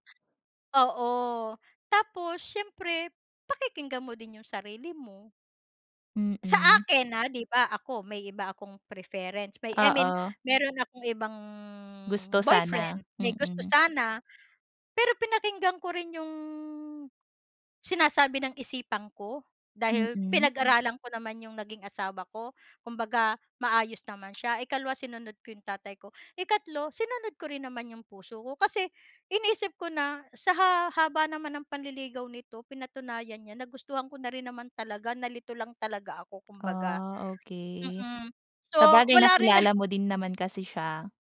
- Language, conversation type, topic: Filipino, podcast, Ano ang pinakamahalaga sa iyo kapag pumipili ka ng kapareha?
- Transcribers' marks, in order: gasp; in English: "preference, I mean"; background speech; gasp; gasp; other background noise; gasp